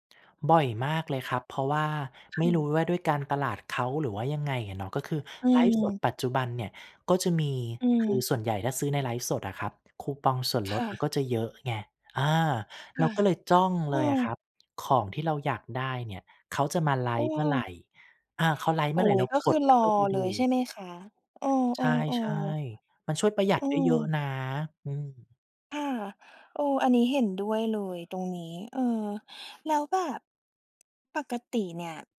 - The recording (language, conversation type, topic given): Thai, podcast, คุณคิดอย่างไรกับการขายผลงานผ่านสื่อสังคมออนไลน์?
- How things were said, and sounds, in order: tapping